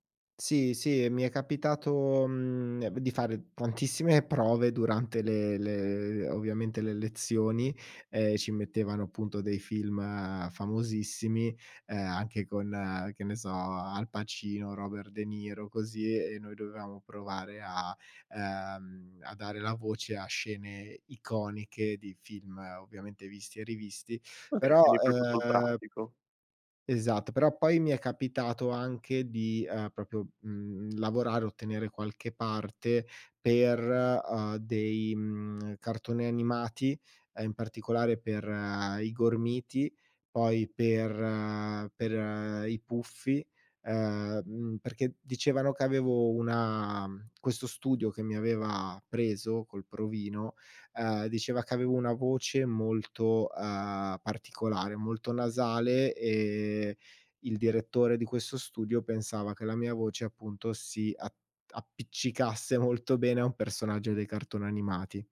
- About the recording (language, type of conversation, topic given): Italian, podcast, Che ruolo ha il doppiaggio nei tuoi film preferiti?
- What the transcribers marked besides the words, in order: "proprio" said as "propio"; "proprio" said as "propio"